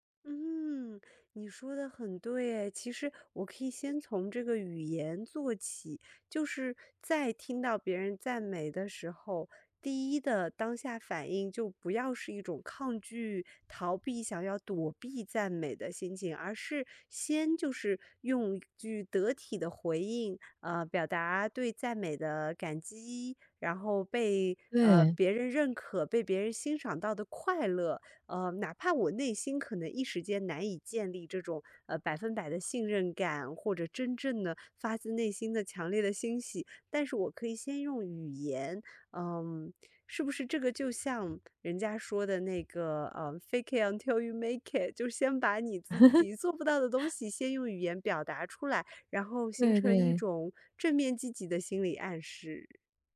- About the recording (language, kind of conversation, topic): Chinese, advice, 为什么我很难接受别人的赞美，总觉得自己不配？
- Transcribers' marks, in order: in English: "Fake it untill you make it"; chuckle